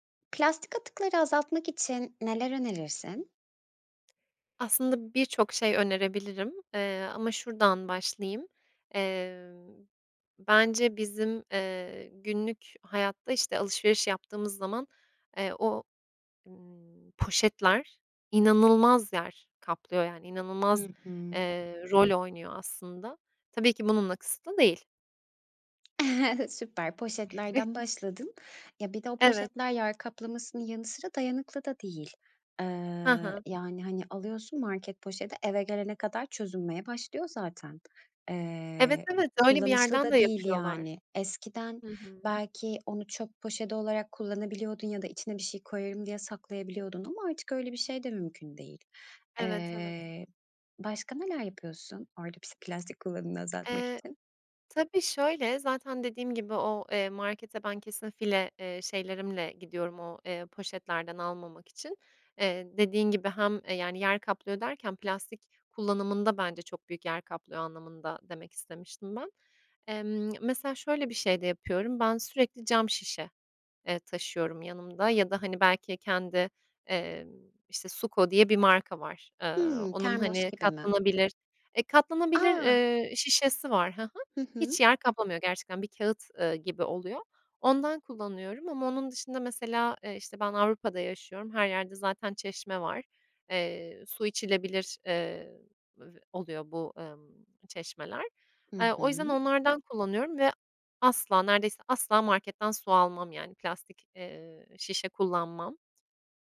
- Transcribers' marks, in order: other background noise; tapping; chuckle; other noise
- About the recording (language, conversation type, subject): Turkish, podcast, Plastik atıkları azaltmak için neler önerirsiniz?